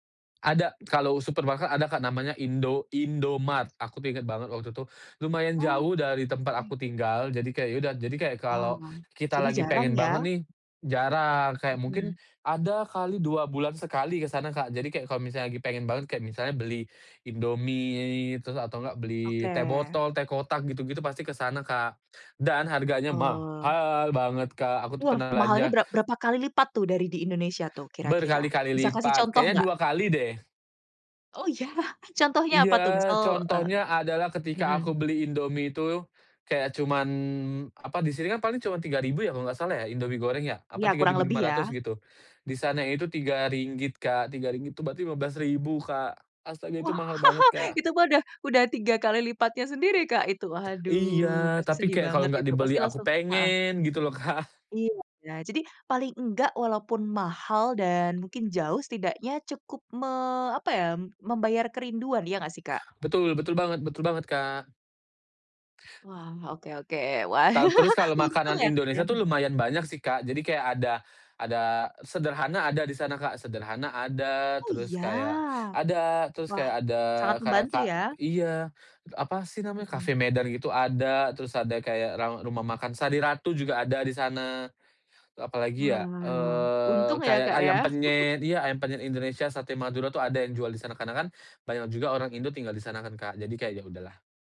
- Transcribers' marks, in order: stressed: "mahal"; chuckle; laughing while speaking: "Kak"; tapping; laugh; chuckle
- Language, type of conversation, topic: Indonesian, podcast, Bisakah kamu menceritakan momen pertama kali kamu belajar memasak sendiri?